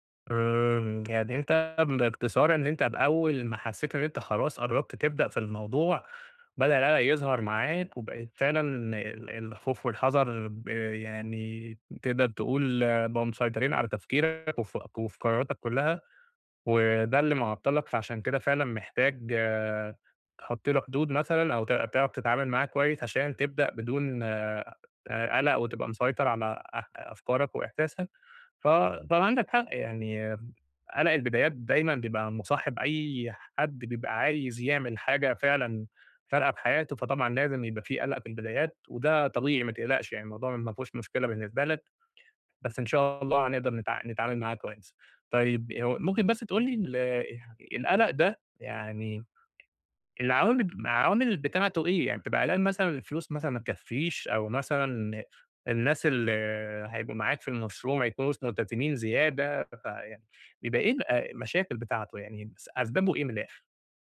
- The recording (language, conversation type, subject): Arabic, advice, إزاي أتعامل مع القلق لما أبقى خايف من مستقبل مش واضح؟
- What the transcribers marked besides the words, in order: tapping